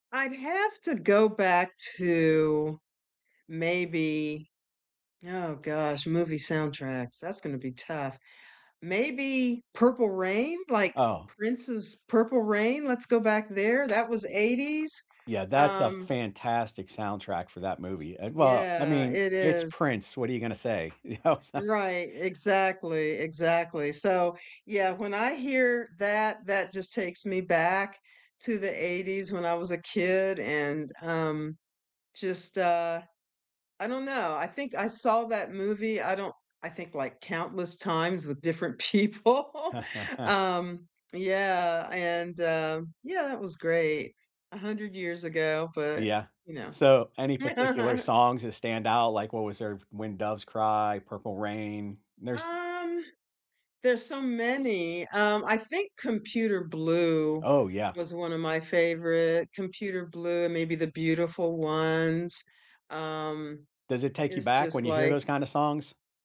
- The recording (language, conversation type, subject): English, unstructured, Which movie soundtracks instantly transport you back, and what memories come flooding in?
- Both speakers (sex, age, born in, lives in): female, 65-69, United States, United States; male, 60-64, United States, United States
- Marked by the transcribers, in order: other background noise; laughing while speaking: "You know it's a"; chuckle; laughing while speaking: "people"; laugh